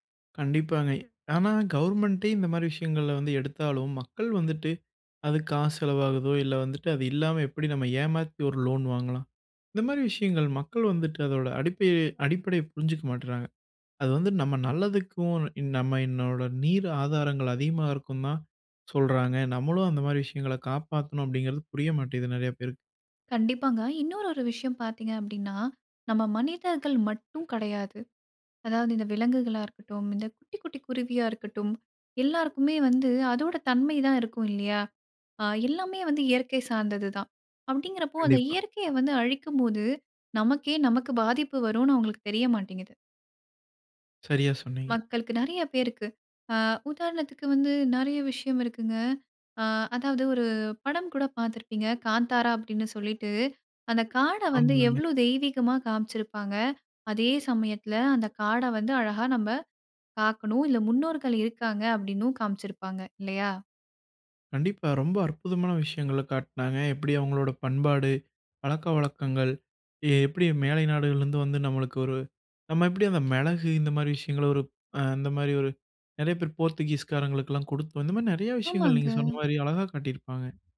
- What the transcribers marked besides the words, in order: other background noise; in English: "கவர்மெண்ட்டே"; "அடிப்படைய-" said as "அடிப்பைய"; "மாட்டேங்குதும்" said as "மாட்டிது"; "இதுல" said as "இல்ல"
- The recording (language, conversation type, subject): Tamil, podcast, நீங்கள் இயற்கையிடமிருந்து முதலில் கற்றுக் கொண்ட பாடம் என்ன?